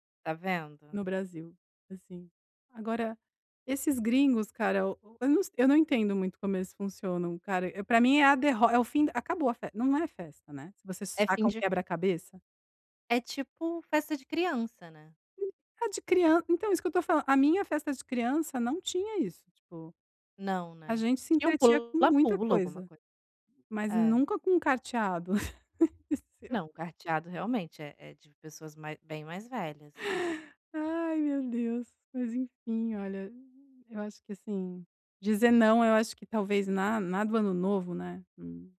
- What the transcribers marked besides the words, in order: unintelligible speech; laugh; unintelligible speech; tapping
- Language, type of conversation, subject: Portuguese, advice, Como posso dizer não em grupo sem me sentir mal?